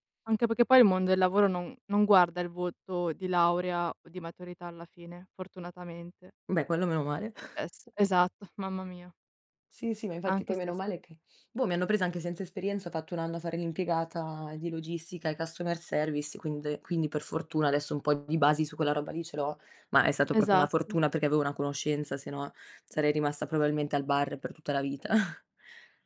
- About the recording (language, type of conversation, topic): Italian, unstructured, È giusto giudicare un ragazzo solo in base ai voti?
- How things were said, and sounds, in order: "perché" said as "pechè"; chuckle; other background noise; in English: "customer service"; laughing while speaking: "vita"